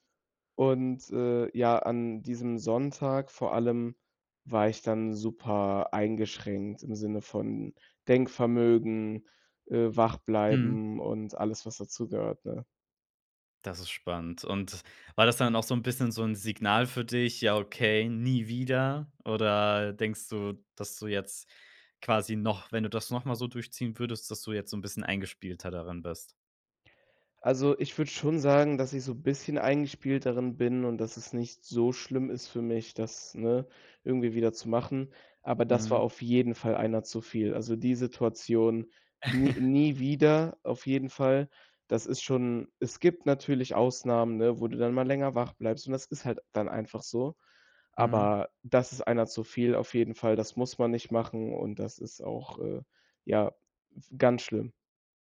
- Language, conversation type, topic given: German, podcast, Welche Rolle spielt Schlaf für dein Wohlbefinden?
- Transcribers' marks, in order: chuckle